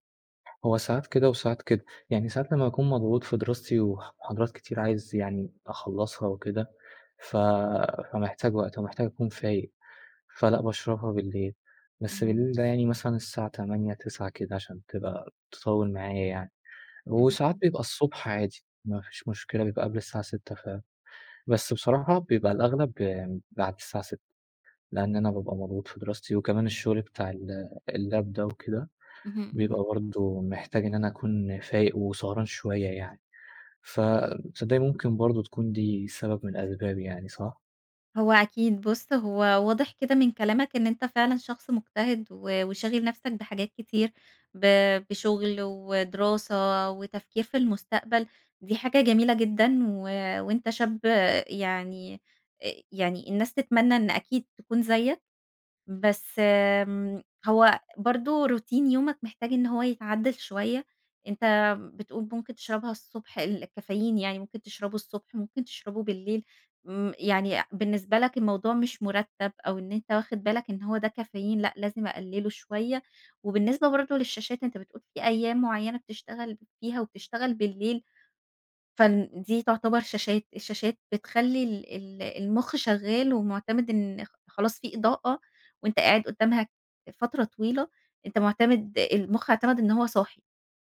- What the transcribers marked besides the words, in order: tapping; in English: "اللاب"; in English: "روتين"
- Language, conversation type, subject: Arabic, advice, إزاي بتمنعك الأفكار السريعة من النوم والراحة بالليل؟